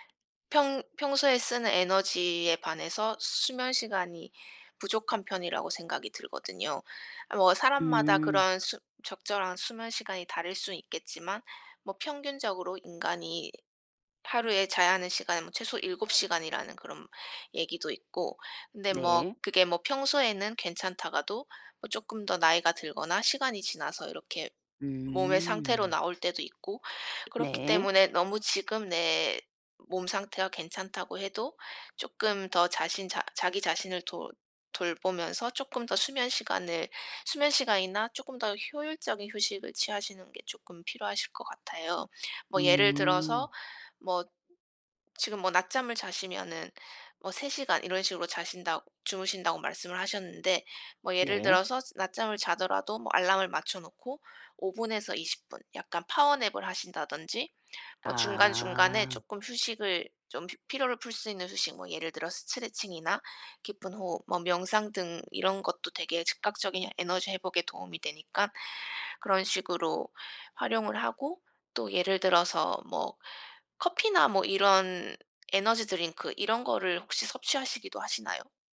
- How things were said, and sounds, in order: other background noise; in English: "파워 냅을"
- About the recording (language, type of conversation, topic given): Korean, advice, 수면과 짧은 휴식으로 하루 에너지를 효과적으로 회복하려면 어떻게 해야 하나요?